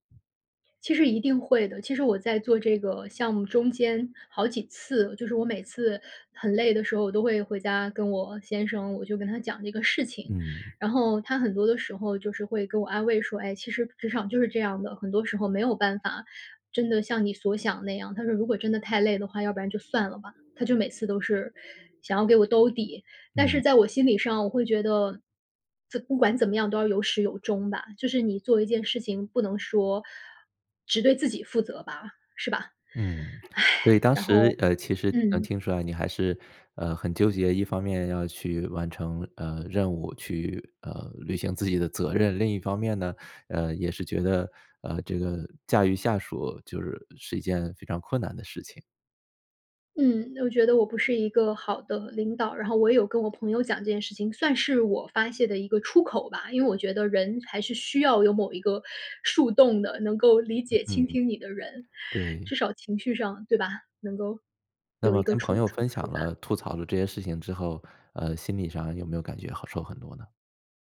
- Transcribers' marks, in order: tapping; other background noise; "这不管" said as "仄不管"; sigh
- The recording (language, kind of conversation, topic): Chinese, podcast, 受伤后你如何处理心理上的挫败感？